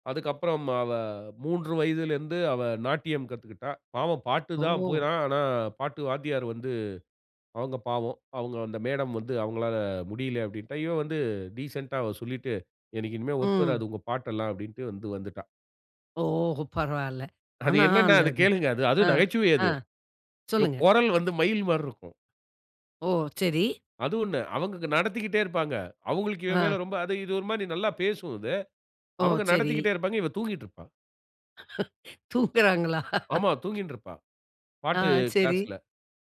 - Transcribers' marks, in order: in English: "டிசென்டா"; other background noise; laugh
- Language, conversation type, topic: Tamil, podcast, உங்கள் குழந்தைகளுக்குக் குடும்பக் கலாச்சாரத்தை தலைமுறைதோறும் எப்படி கடத்திக் கொடுக்கிறீர்கள்?